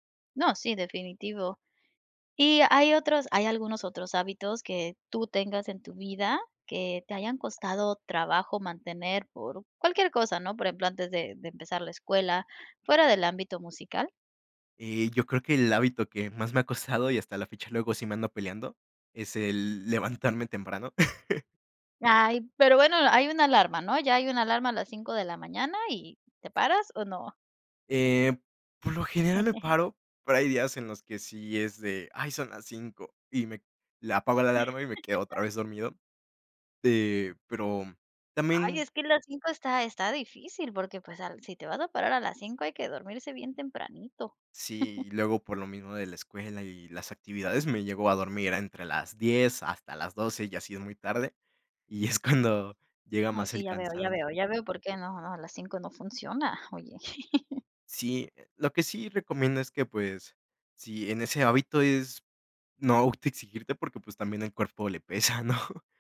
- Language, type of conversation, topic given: Spanish, podcast, ¿Qué haces cuando pierdes motivación para seguir un hábito?
- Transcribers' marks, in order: chuckle; chuckle; laugh; chuckle; laughing while speaking: "y es cuando"; chuckle; laughing while speaking: "¿no?"